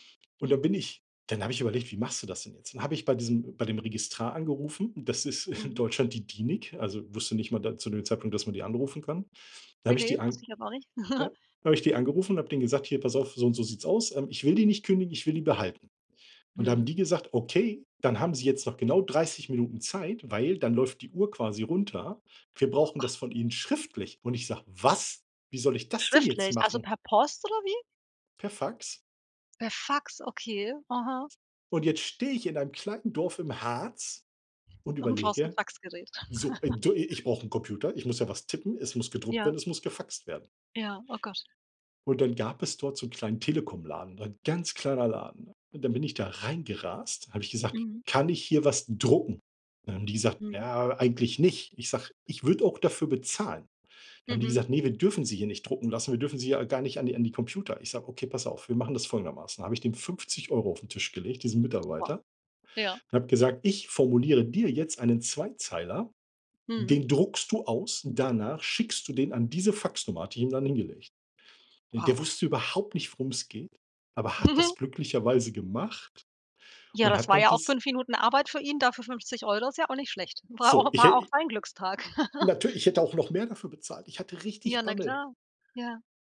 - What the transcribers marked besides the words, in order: laughing while speaking: "in"; chuckle; surprised: "Was?"; other background noise; chuckle; chuckle; chuckle
- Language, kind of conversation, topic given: German, podcast, Kannst du von einem glücklichen Zufall erzählen, der dein Leben verändert hat?